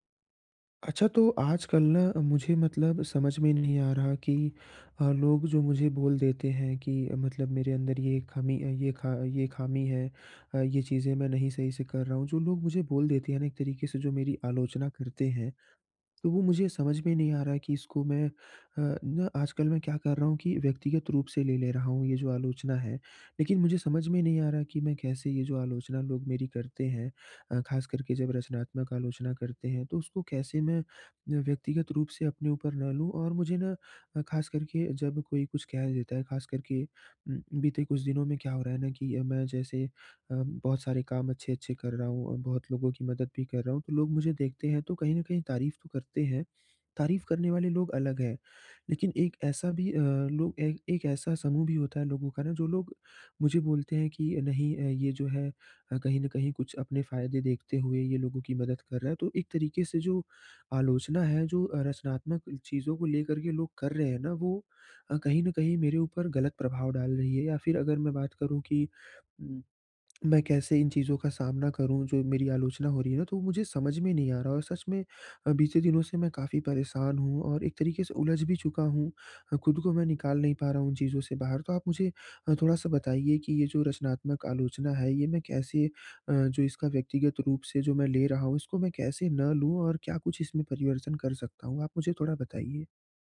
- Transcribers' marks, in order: lip smack
- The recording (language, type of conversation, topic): Hindi, advice, मैं रचनात्मक आलोचना को व्यक्तिगत रूप से कैसे न लूँ?